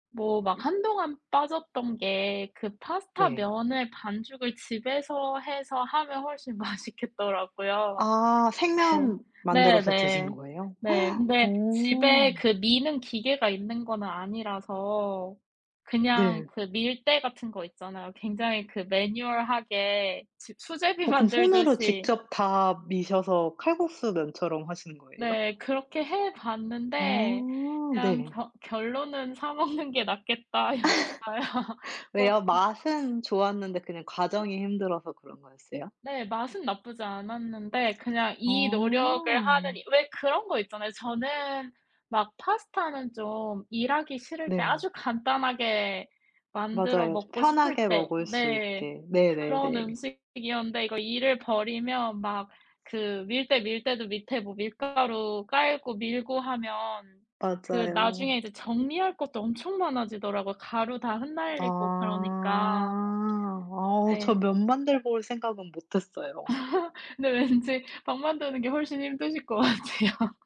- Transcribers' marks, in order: laughing while speaking: "맛있겠더라고요"; background speech; gasp; tapping; laughing while speaking: "수제비"; laughing while speaking: "먹는 게 낫겠다 였어요"; laugh; other background noise; drawn out: "아"; laugh; laughing while speaking: "근데 왠지"; laughing while speaking: "것 같아요"
- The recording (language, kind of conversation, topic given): Korean, unstructured, 가족과 함께 즐겨 먹는 음식은 무엇인가요?